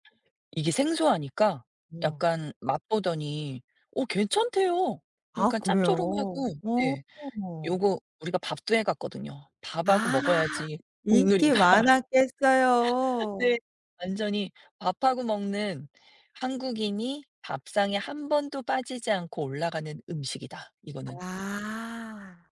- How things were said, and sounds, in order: other background noise; laughing while speaking: "국룰이다"
- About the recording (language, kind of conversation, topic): Korean, podcast, 음식을 통해 문화적 차이를 좁힌 경험이 있으신가요?
- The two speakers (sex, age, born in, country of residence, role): female, 45-49, South Korea, France, host; female, 50-54, South Korea, United States, guest